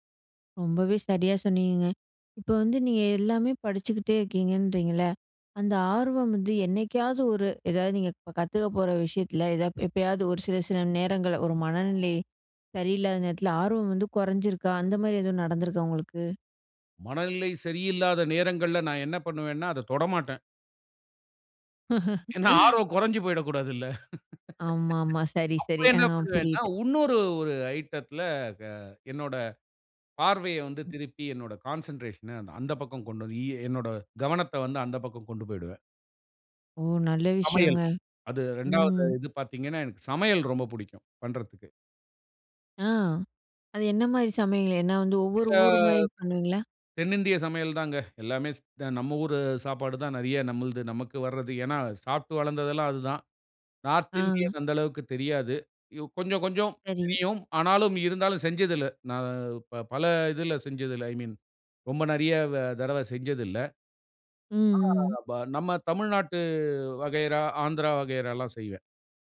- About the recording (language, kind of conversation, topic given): Tamil, podcast, உங்களுக்குப் பிடித்த ஆர்வப்பணி எது, அதைப் பற்றி சொல்லுவீர்களா?
- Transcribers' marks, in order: chuckle; laugh; "இன்னொரு" said as "உன்னொரு"; in English: "ஐட்டத்துல"; in English: "கான்சென்ட்ரேஷன்ன"; other background noise; drawn out: "ஆ"; in English: "நார்த்"; in English: "ஐ மீன்"; unintelligible speech